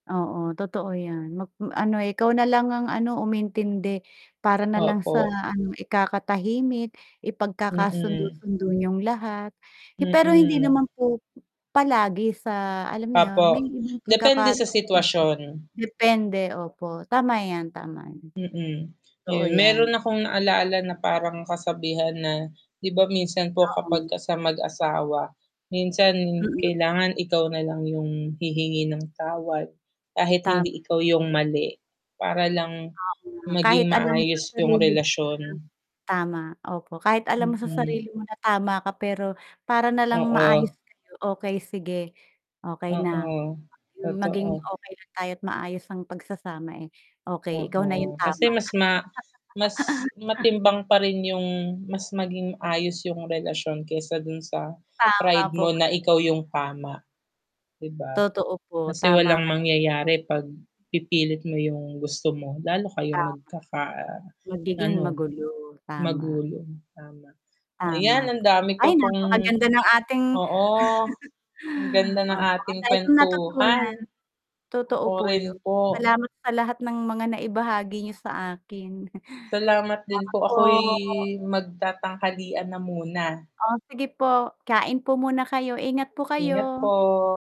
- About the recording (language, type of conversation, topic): Filipino, unstructured, Paano mo hinaharap ang mga alitan sa pamilya?
- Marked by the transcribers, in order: static; distorted speech; other background noise; tapping; laugh; "magulo" said as "magulong"; chuckle; chuckle; drawn out: "po"; drawn out: "ako'y"